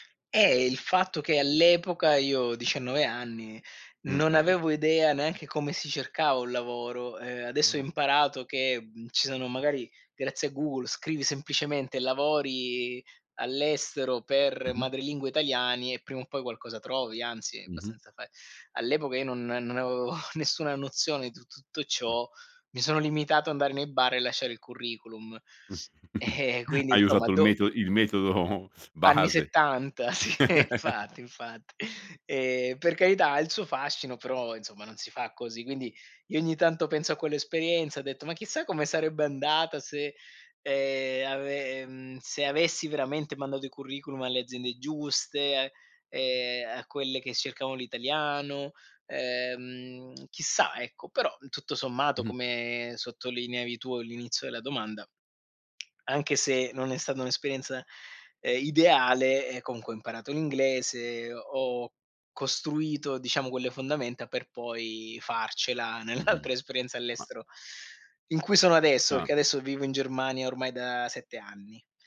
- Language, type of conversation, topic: Italian, podcast, Che consigli daresti a chi vuole cominciare oggi?
- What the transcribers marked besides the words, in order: laughing while speaking: "nessuna nozione"; chuckle; other background noise; laughing while speaking: "il metodo base"; chuckle; tongue click; laughing while speaking: "nell'altra esperienza all'estero"